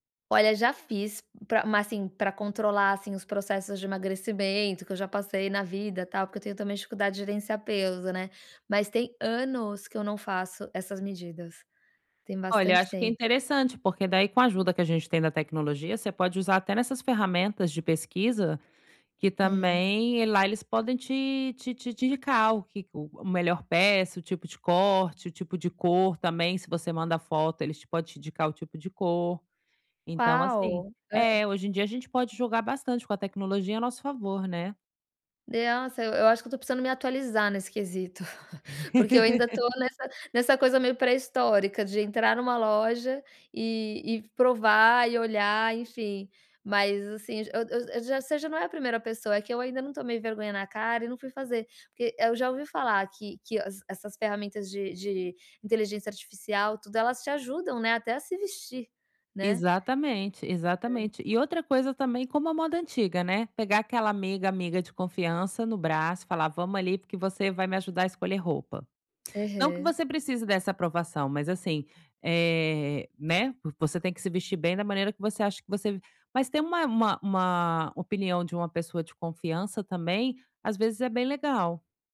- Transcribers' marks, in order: laugh; chuckle; other background noise; tapping
- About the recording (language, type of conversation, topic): Portuguese, advice, Como posso escolher o tamanho certo e garantir um bom caimento?